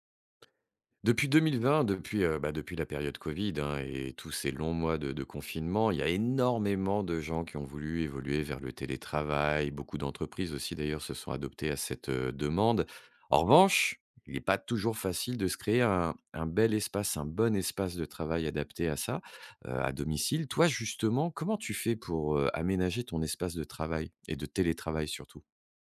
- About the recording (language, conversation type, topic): French, podcast, Comment aménages-tu ton espace de travail pour télétravailler au quotidien ?
- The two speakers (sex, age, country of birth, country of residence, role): male, 20-24, France, France, guest; male, 45-49, France, France, host
- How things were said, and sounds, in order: stressed: "énormément"; stressed: "télétravail"